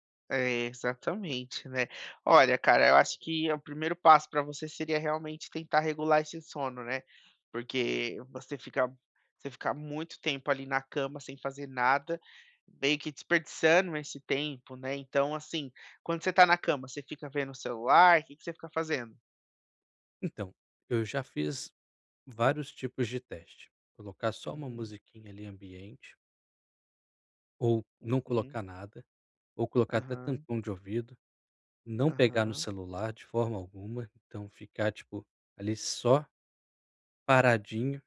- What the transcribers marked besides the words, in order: none
- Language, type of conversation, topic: Portuguese, advice, Que rituais relaxantes posso fazer antes de dormir?